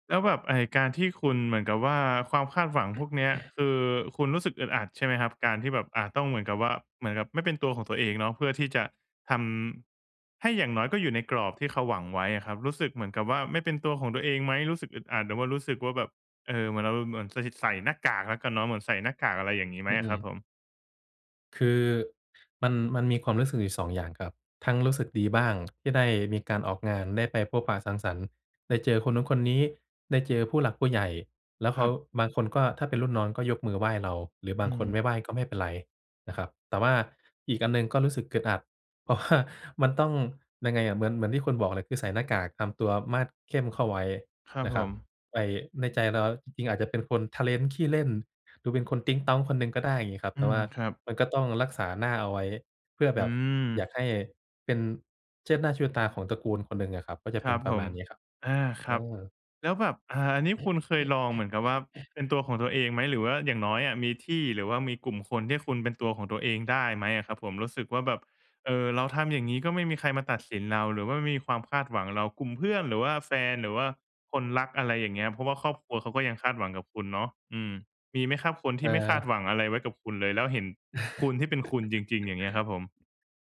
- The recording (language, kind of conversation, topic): Thai, advice, ฉันจะรักษาความเป็นตัวของตัวเองท่ามกลางความคาดหวังจากสังคมและครอบครัวได้อย่างไรเมื่อรู้สึกสับสน?
- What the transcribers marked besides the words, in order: throat clearing; lip smack; "อึดอัด" said as "กึดอัด"; laughing while speaking: "เพราะว่า"; throat clearing; laugh